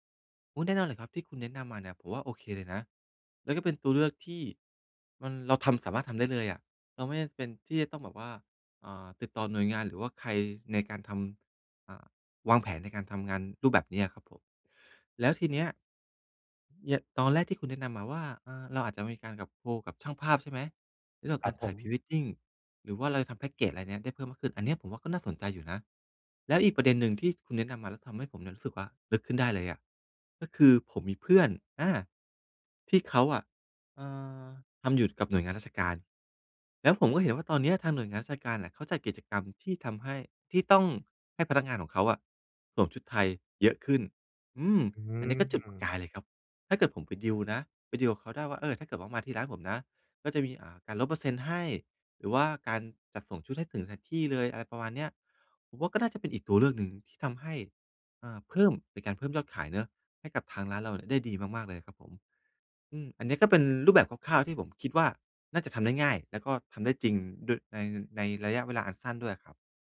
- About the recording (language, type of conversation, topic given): Thai, advice, จะจัดการกระแสเงินสดของธุรกิจให้มั่นคงได้อย่างไร?
- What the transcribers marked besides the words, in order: none